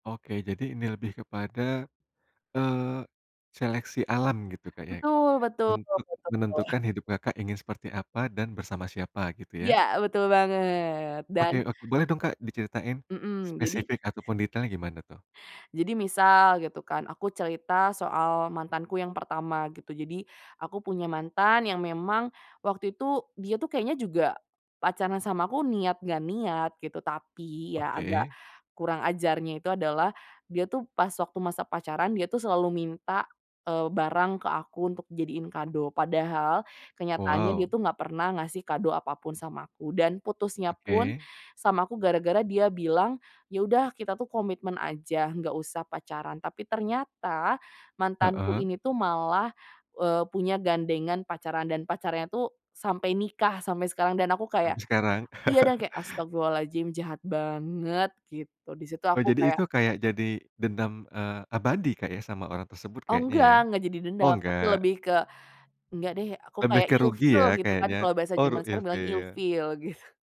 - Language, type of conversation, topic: Indonesian, podcast, Bagaimana kamu mengubah pengalaman pribadi menjadi cerita yang menarik?
- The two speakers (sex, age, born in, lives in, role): female, 25-29, Indonesia, Indonesia, guest; male, 35-39, Indonesia, Indonesia, host
- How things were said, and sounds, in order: tapping; laugh; "oh" said as "or"